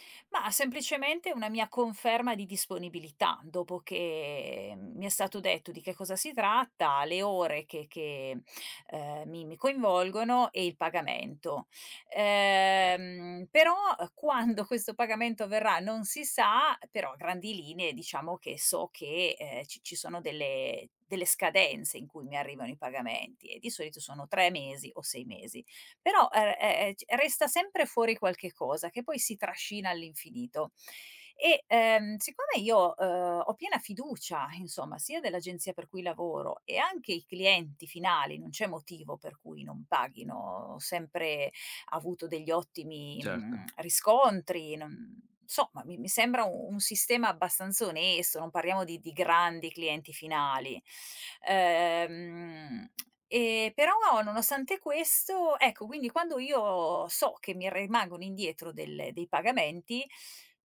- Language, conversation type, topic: Italian, advice, Come posso superare l’imbarazzo nel monetizzare o nel chiedere il pagamento ai clienti?
- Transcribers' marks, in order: drawn out: "che"; drawn out: "Ehm"; tsk; stressed: "grandi clienti finali"; drawn out: "Ehm"; tongue click; "rimangono" said as "remangono"